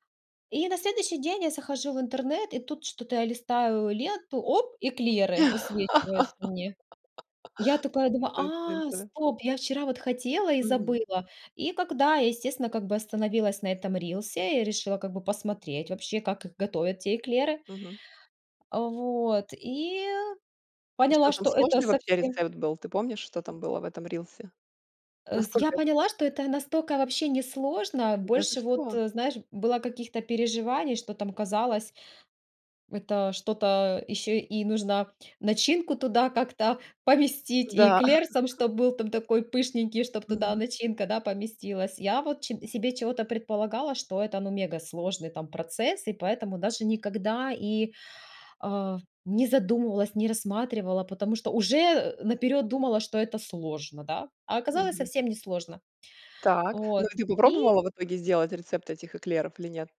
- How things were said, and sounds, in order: laugh; tapping; other background noise; chuckle
- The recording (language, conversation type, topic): Russian, podcast, Как хобби влияет на ваше настроение и уровень стресса?